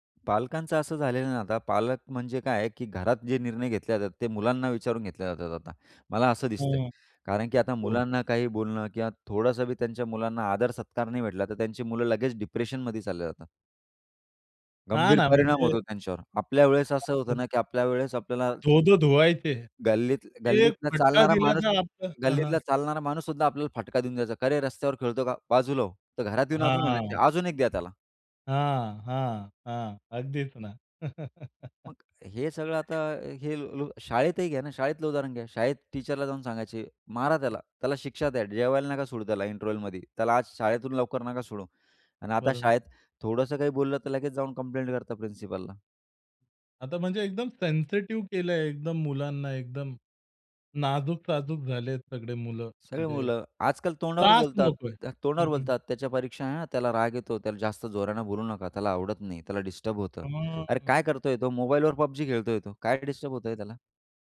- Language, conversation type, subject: Marathi, podcast, कुटुंबाचा वारसा तुम्हाला का महत्त्वाचा वाटतो?
- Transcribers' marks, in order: in English: "डिप्रेशनमध्ये"; other background noise; tapping; laugh; in English: "टीचरला"